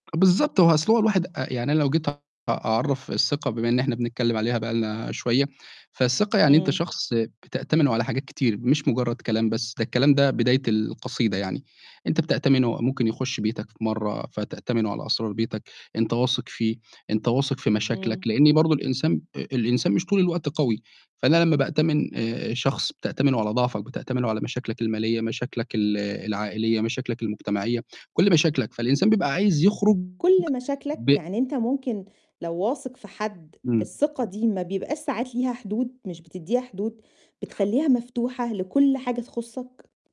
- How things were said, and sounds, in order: distorted speech
- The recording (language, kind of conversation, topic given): Arabic, podcast, إزاي بتعرف إن الشخص ده فعلًا جدير بالثقة؟